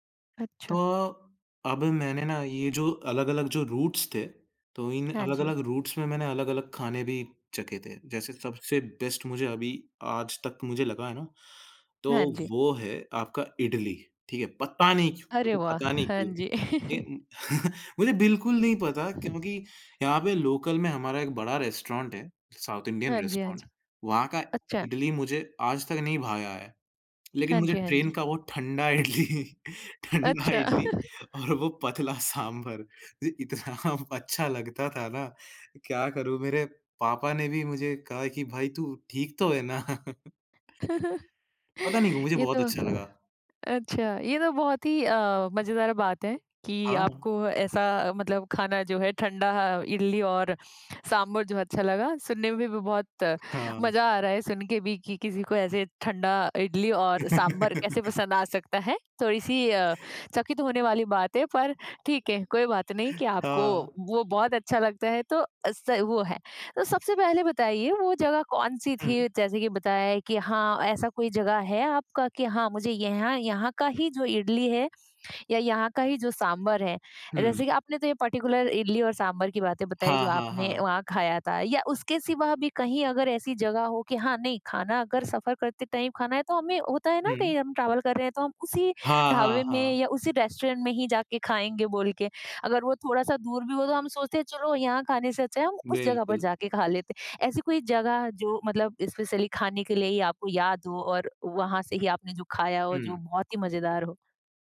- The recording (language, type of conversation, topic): Hindi, podcast, सफ़र के दौरान आपने सबसे अच्छा खाना कहाँ खाया?
- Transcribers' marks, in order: in English: "रूट्स"; tapping; in English: "रूट्स"; in English: "बेस्ट"; chuckle; other background noise; in English: "लोकल"; in English: "रेस्टोरेंट"; in English: "साउथ इंडियन रेस्टोरेंट"; lip smack; in English: "ट्रेन"; chuckle; laughing while speaking: "ठंडा इडली और वो पतला सांभर इ इतना"; chuckle; chuckle; in English: "पर्टिकुलर"; in English: "टाइम"; in English: "ट्रैवल"; in English: "रेस्टोरेंट"; in English: "स्पेशली"